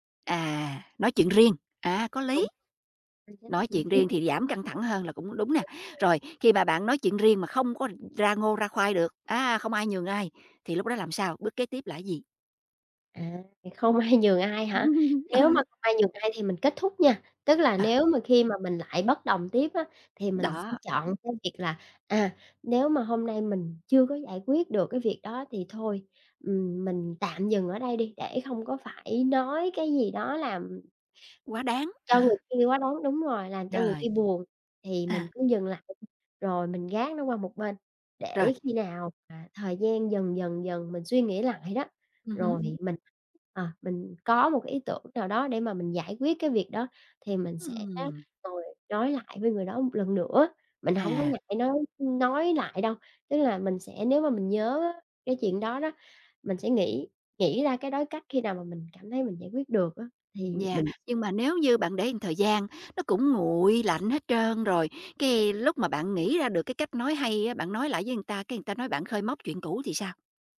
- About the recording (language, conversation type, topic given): Vietnamese, podcast, Làm thế nào để bày tỏ ý kiến trái chiều mà vẫn tôn trọng?
- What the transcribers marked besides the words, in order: laughing while speaking: "ai"; laugh; "một" said as "ừn"